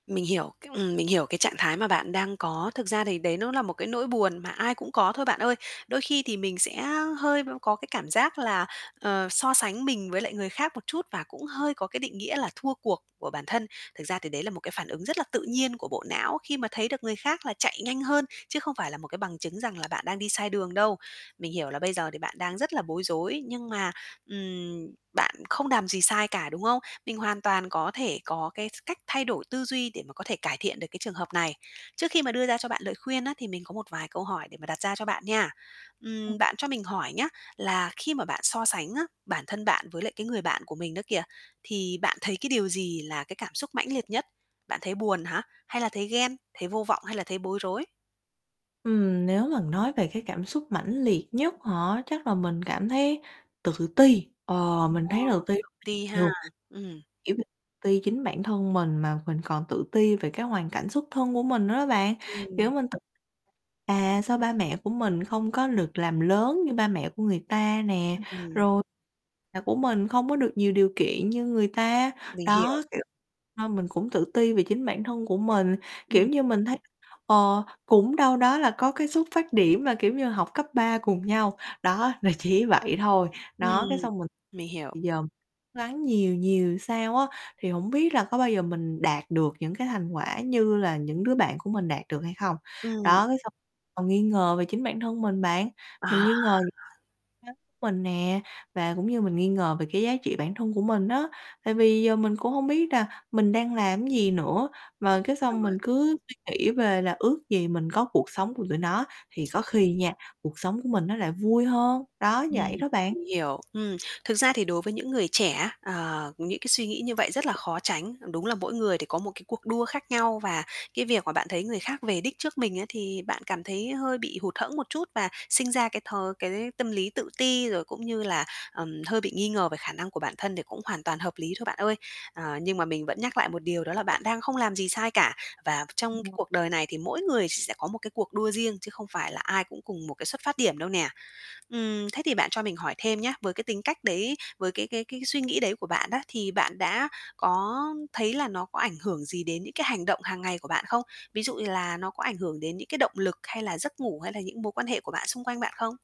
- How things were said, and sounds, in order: distorted speech; tapping; static; other background noise; laughing while speaking: "là chỉ"; unintelligible speech; unintelligible speech
- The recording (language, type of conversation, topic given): Vietnamese, advice, Việc so sánh mình với người khác khiến bạn hoang mang về ý nghĩa cuộc sống như thế nào?